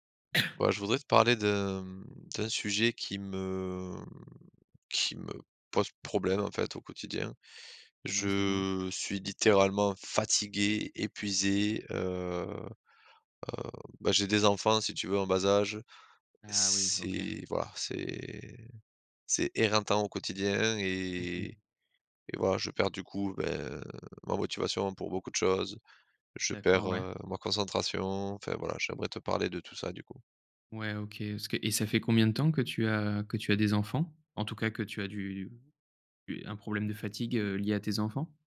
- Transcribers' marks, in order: tapping; cough
- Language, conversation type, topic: French, advice, Comment puis-je réduire la fatigue mentale et le manque d’énergie pour rester concentré longtemps ?